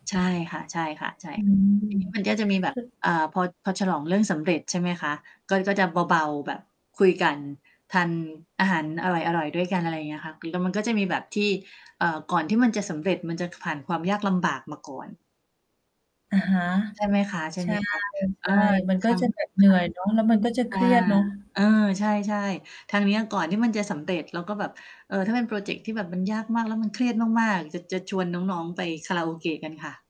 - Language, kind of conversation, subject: Thai, unstructured, คุณมีวิธีเฉลิมฉลองความสำเร็จในการทำงานอย่างไร?
- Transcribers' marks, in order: distorted speech; static; mechanical hum; tapping; other background noise